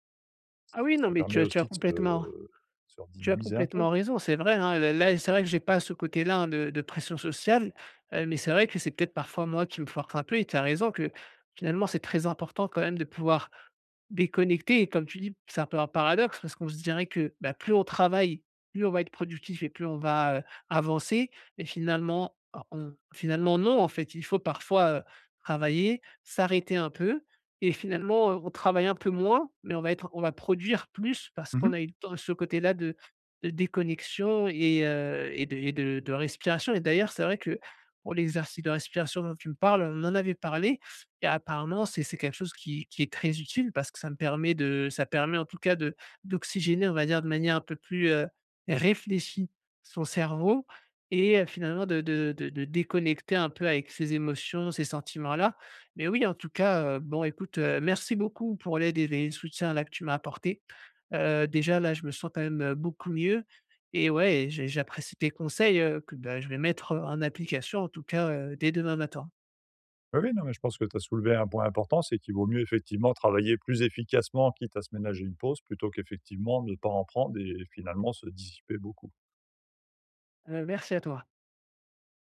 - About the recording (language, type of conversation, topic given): French, advice, Comment faire des pauses réparatrices qui boostent ma productivité sur le long terme ?
- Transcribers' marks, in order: drawn out: "se"; stressed: "réfléchie"